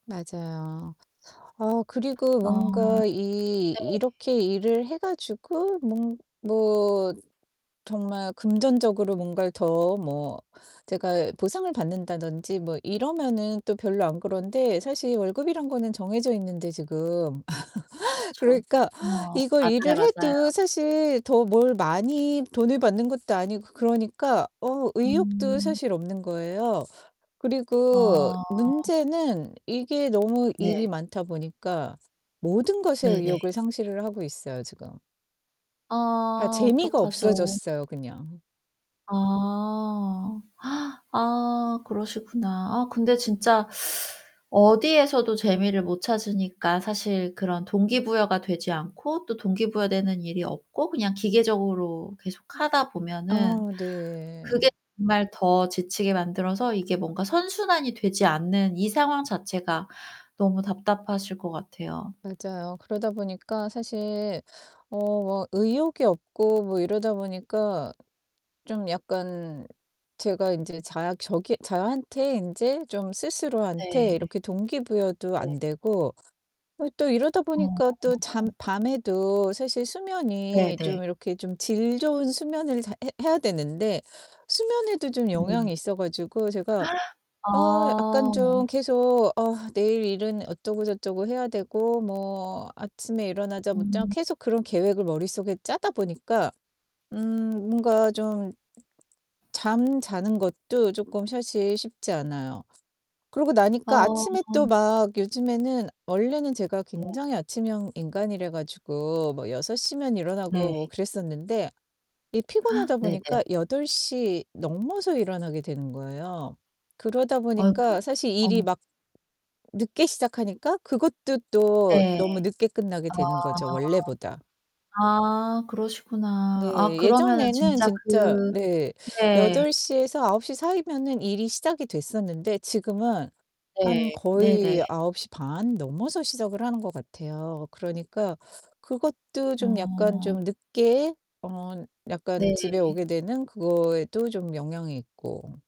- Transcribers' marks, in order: distorted speech; tapping; static; laugh; gasp; teeth sucking; other background noise; gasp; gasp
- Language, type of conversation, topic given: Korean, advice, 업무 과부하로 번아웃을 느끼고 있는데 어떻게 하면 좋을까요?